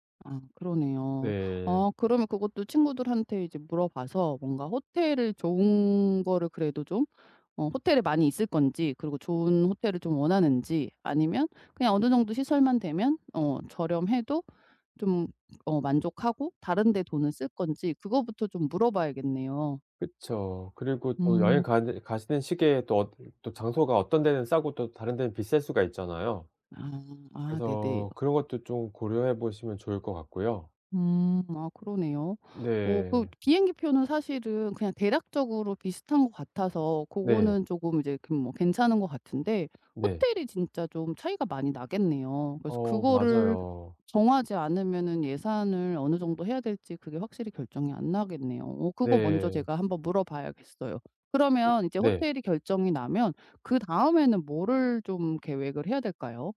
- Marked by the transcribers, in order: tapping
- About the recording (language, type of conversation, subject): Korean, advice, 예산을 아끼면서 재미있는 여행을 어떻게 계획하면 좋을까요?